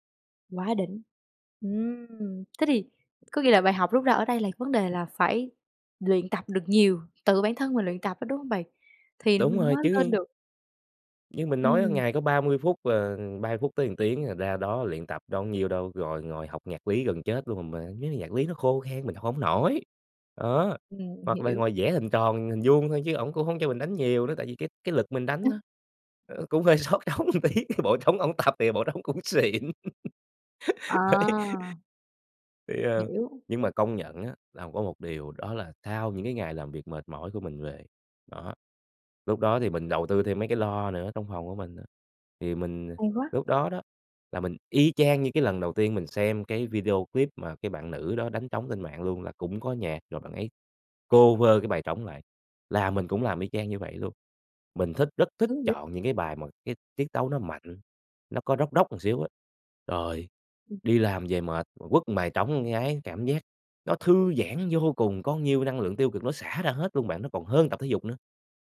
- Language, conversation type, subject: Vietnamese, podcast, Bạn có thể kể về lần bạn tình cờ tìm thấy đam mê của mình không?
- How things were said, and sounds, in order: other noise; laughing while speaking: "xót trống một tí, bộ … cũng xịn. Đấy"; in English: "cover"